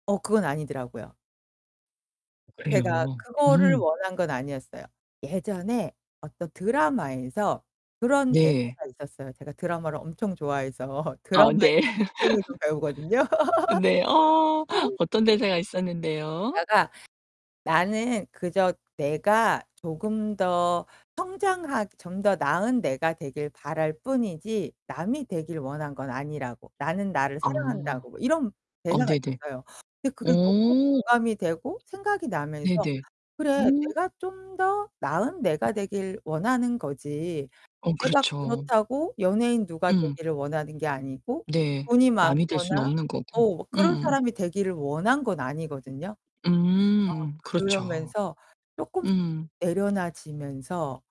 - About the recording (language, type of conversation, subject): Korean, podcast, 남과 비교할 때 스스로를 어떻게 다독이시나요?
- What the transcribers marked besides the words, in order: other background noise; distorted speech; laughing while speaking: "좋아해서"; laughing while speaking: "아 네"; laugh; laugh; mechanical hum; tapping